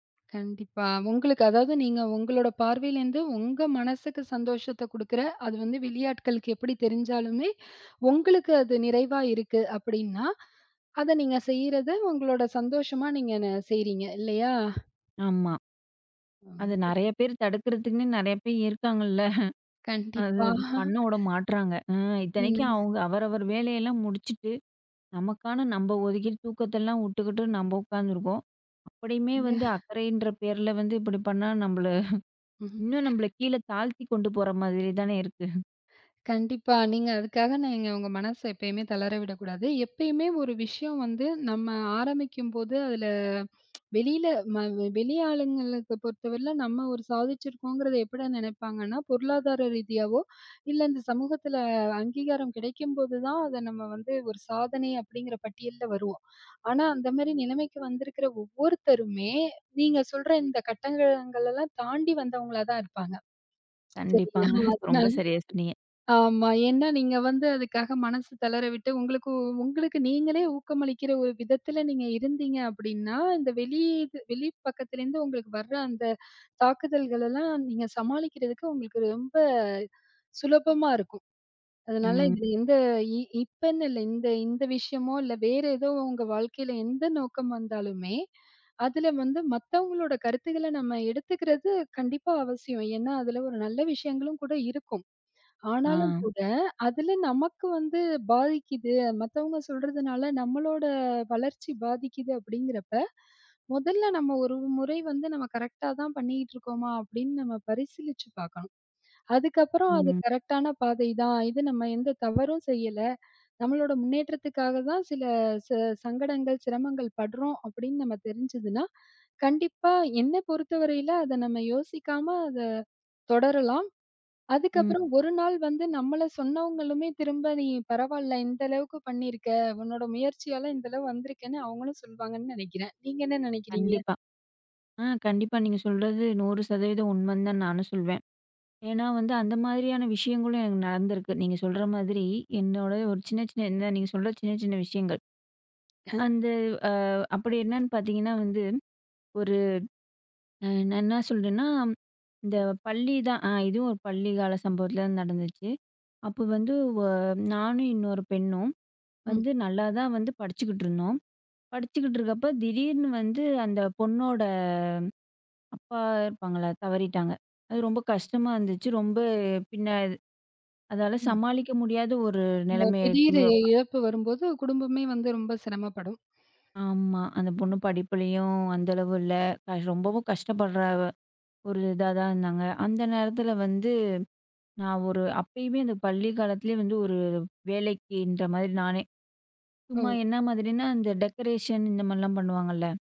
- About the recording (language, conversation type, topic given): Tamil, podcast, நீ உன் வெற்றியை எப்படி வரையறுக்கிறாய்?
- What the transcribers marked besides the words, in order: unintelligible speech; chuckle; laughing while speaking: "கண்டிப்பா"; chuckle; laughing while speaking: "அந்த"; laughing while speaking: "இன்னும் நம்மள, கீழ தாழ்த்திக் கொண்டு போற மாரி தானே, இருக்கு"; other noise; tsk; chuckle; other background noise; "நமக்கு" said as "நம்ம"; chuckle; unintelligible speech; in English: "டெக்கரேஷன்"